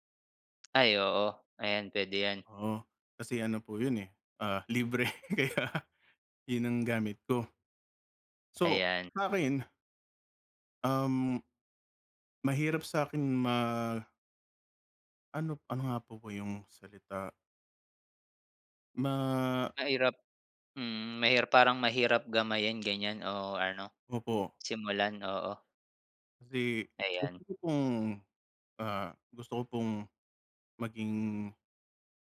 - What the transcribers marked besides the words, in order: laughing while speaking: "libre kaya"
- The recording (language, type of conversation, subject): Filipino, unstructured, Paano mo naiiwasan ang pagkadismaya kapag nahihirapan ka sa pagkatuto ng isang kasanayan?